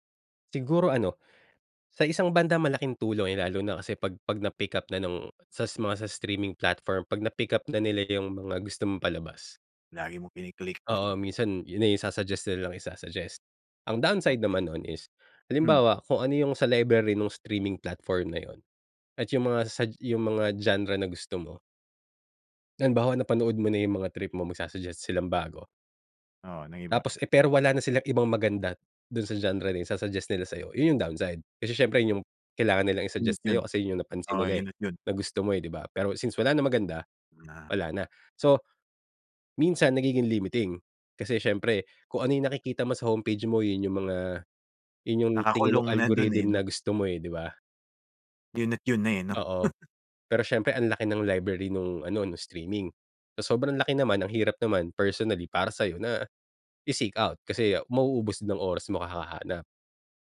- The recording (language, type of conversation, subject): Filipino, podcast, Paano ka pumipili ng mga palabas na papanoorin sa mga platapormang pang-estriming ngayon?
- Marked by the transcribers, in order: in English: "kini-click"; chuckle; in English: "isa-suggest"; in English: "isa-suggest"; in English: "downside"; in English: "genre"; in English: "genre"; in English: "downside"; in English: "limiting"; in English: "homepage"; in English: "algorithm"; chuckle; in English: "streaming"; in English: "i-seek out"